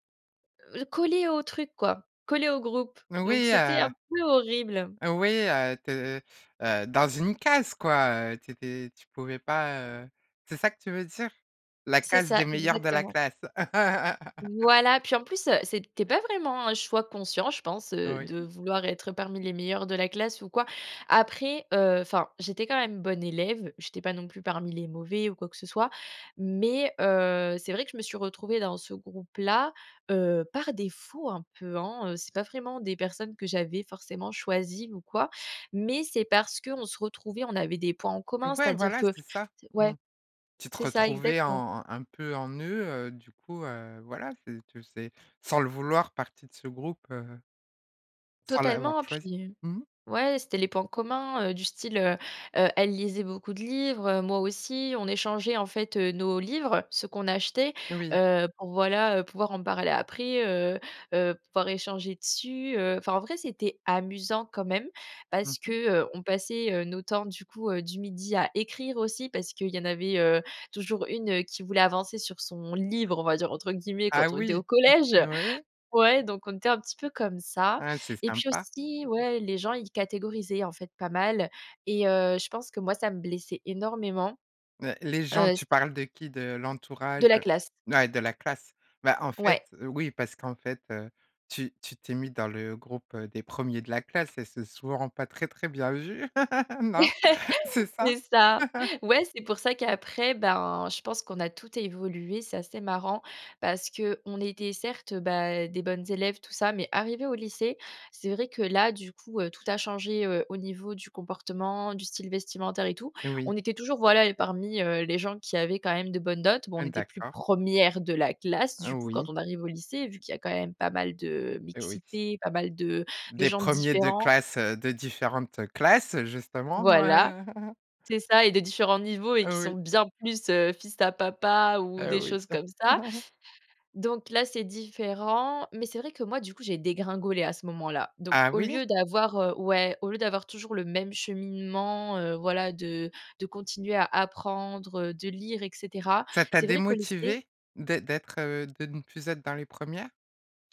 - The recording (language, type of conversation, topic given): French, podcast, Quel conseil donnerais-tu à ton moi adolescent ?
- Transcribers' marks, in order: other background noise; laugh; stressed: "défaut"; tapping; stressed: "amusant"; laugh; stressed: "premières"; laughing while speaking: "ouais"; chuckle